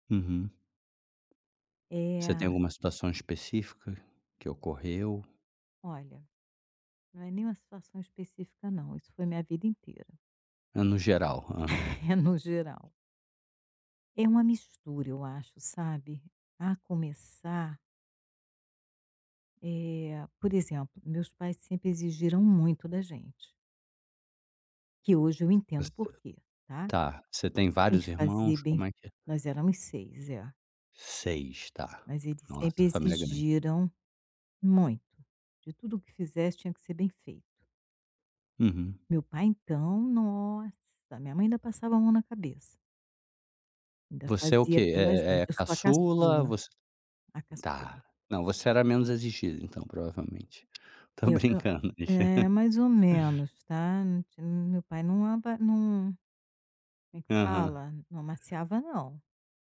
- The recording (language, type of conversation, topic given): Portuguese, advice, Como você descreveria sua dificuldade em delegar tarefas e pedir ajuda?
- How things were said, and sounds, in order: tapping; chuckle; laughing while speaking: "Tô brincando"; other background noise